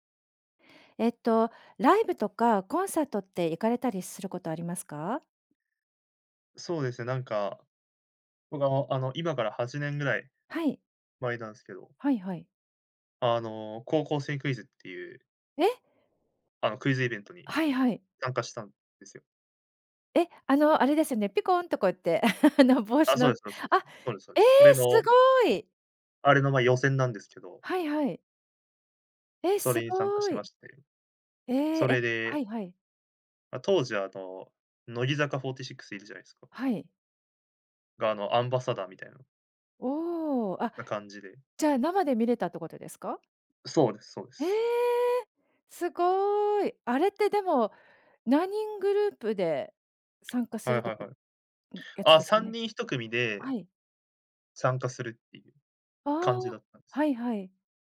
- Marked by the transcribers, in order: laugh; joyful: "ええ、すごい"; tapping
- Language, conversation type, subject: Japanese, podcast, ライブやコンサートで最も印象に残っている出来事は何ですか？